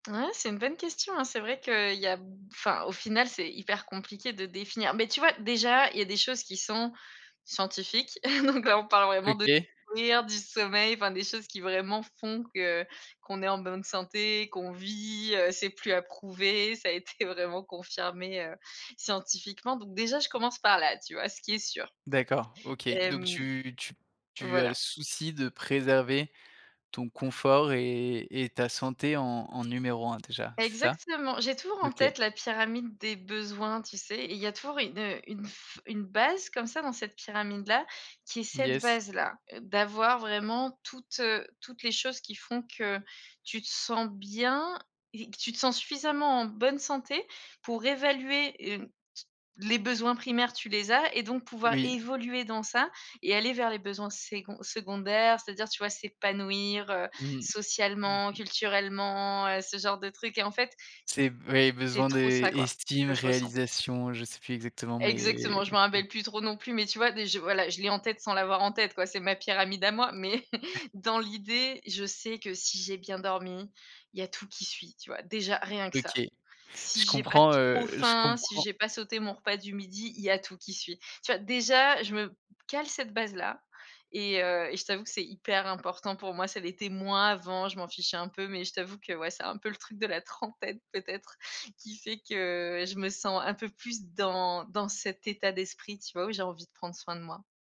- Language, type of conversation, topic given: French, podcast, Quels petits pas fais-tu pour évoluer au quotidien ?
- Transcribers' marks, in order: chuckle; laughing while speaking: "été"; other background noise; stressed: "évoluer"; tapping; chuckle